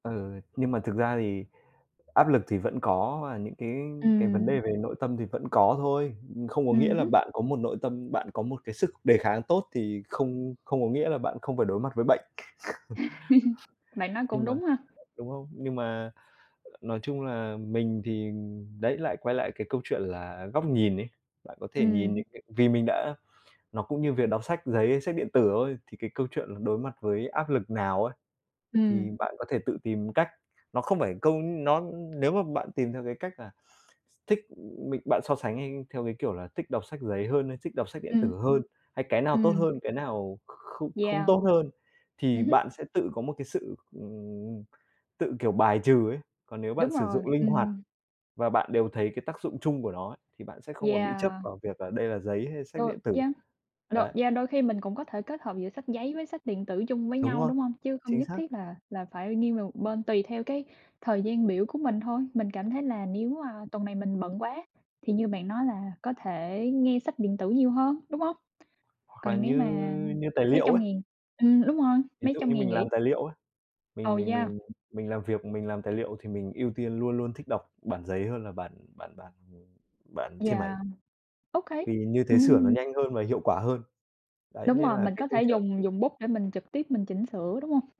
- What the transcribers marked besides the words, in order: other background noise; chuckle; tapping
- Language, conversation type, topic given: Vietnamese, unstructured, Bạn thích đọc sách giấy hay sách điện tử hơn?